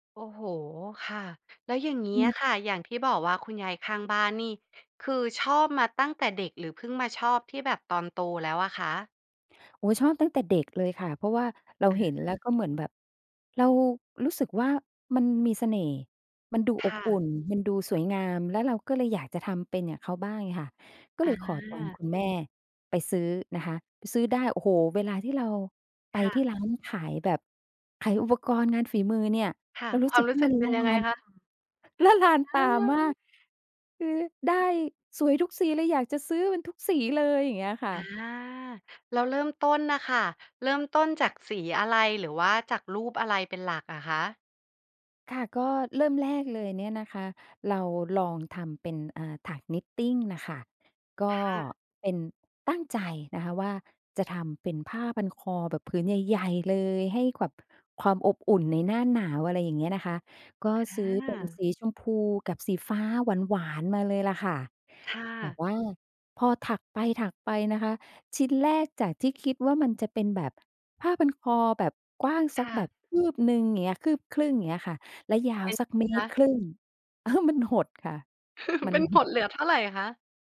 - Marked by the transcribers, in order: other background noise; tapping; stressed: "ละลานตา"; chuckle
- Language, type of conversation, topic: Thai, podcast, งานอดิเรกที่คุณหลงใหลมากที่สุดคืออะไร และเล่าให้ฟังหน่อยได้ไหม?